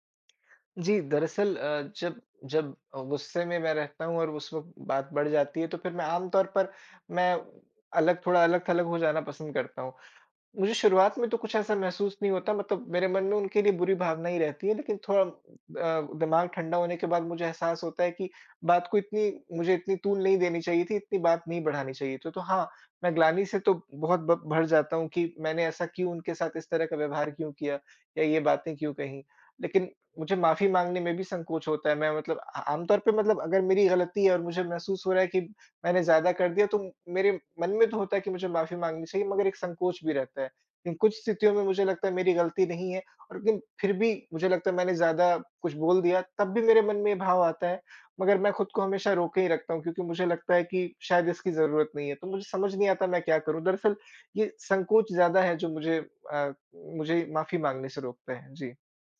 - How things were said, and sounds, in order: none
- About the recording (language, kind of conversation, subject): Hindi, advice, जब मुझे अचानक गुस्सा आता है और बाद में अफसोस होता है, तो मैं इससे कैसे निपटूँ?